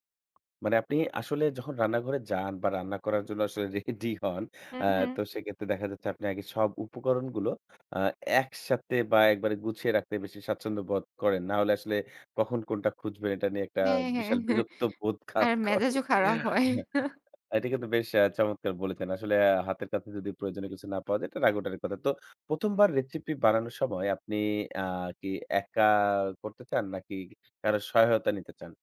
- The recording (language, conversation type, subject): Bengali, podcast, নতুন কোনো রান্নার রেসিপি করতে শুরু করলে আপনি কীভাবে শুরু করেন?
- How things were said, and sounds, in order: laughing while speaking: "বিরক্ত বোধ ঘাত করে"; laughing while speaking: "আর মেজাজও খারাপ হয়"; "কাজ" said as "ঘাত"; other background noise; "রেসিপি" said as "রেচিপি"